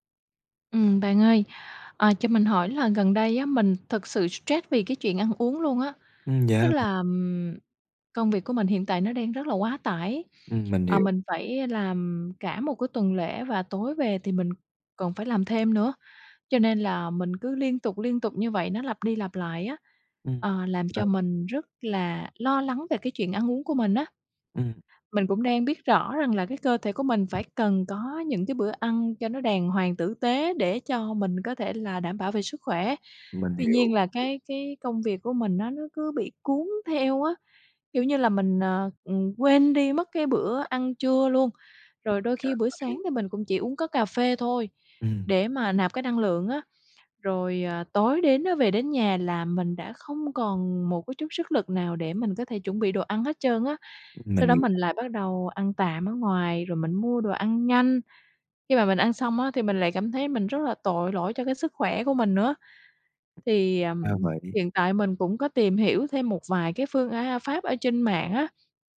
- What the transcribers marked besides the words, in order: tapping; other background noise
- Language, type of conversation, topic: Vietnamese, advice, Khó duy trì chế độ ăn lành mạnh khi quá bận công việc.